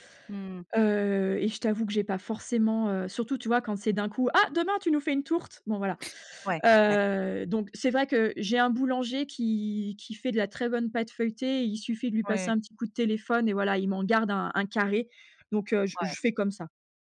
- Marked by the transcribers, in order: other background noise
- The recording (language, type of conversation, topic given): French, podcast, Quelles recettes de famille gardes‑tu précieusement ?